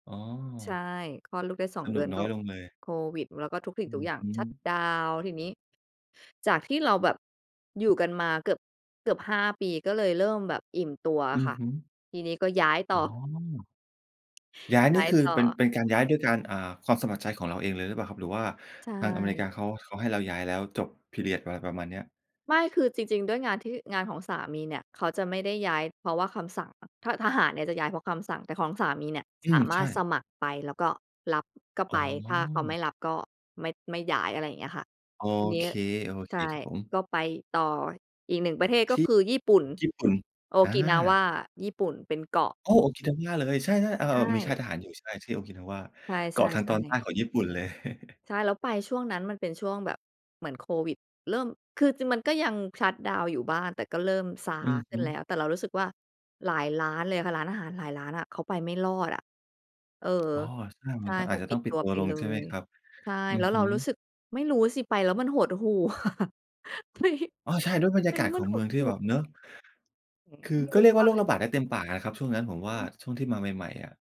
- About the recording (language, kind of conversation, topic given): Thai, podcast, การย้ายถิ่นทำให้ความรู้สึกของคุณเกี่ยวกับคำว่า “บ้าน” เปลี่ยนไปอย่างไรบ้าง?
- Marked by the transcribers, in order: other background noise; tapping; in English: "พีเรียด"; chuckle; chuckle; laughing while speaking: "ไป"